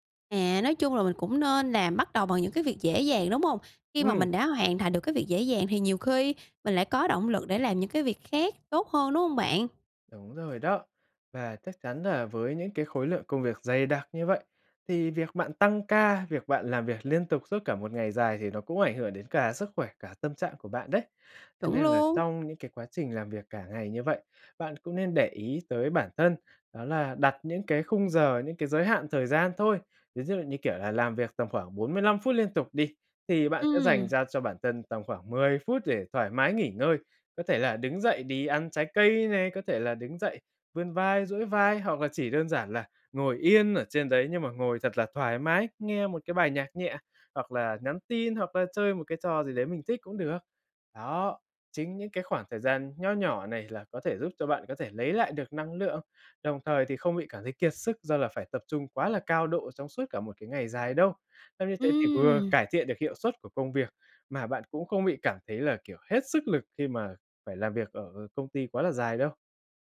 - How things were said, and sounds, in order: tapping; other background noise
- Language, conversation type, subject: Vietnamese, advice, Làm sao để chấp nhận cảm giác buồn chán trước khi bắt đầu làm việc?